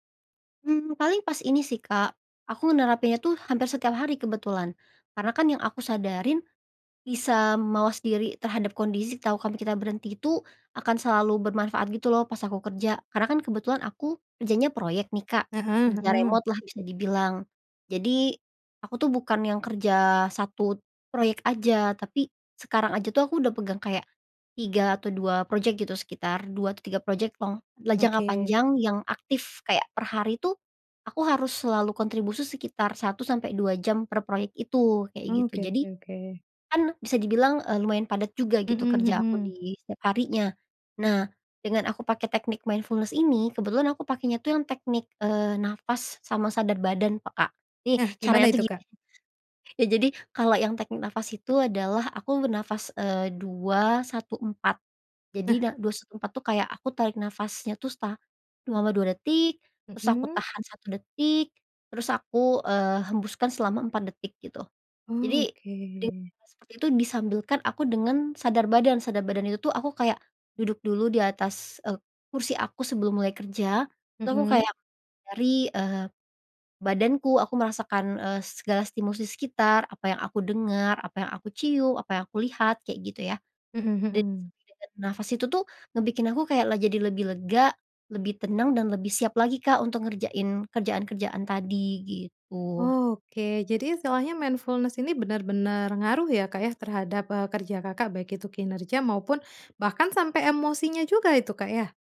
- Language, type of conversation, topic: Indonesian, podcast, Bagaimana mindfulness dapat membantu saat bekerja atau belajar?
- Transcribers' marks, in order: in English: "remote"; in English: "project"; in English: "project long"; in English: "mindfulness"; in English: "mindfulness"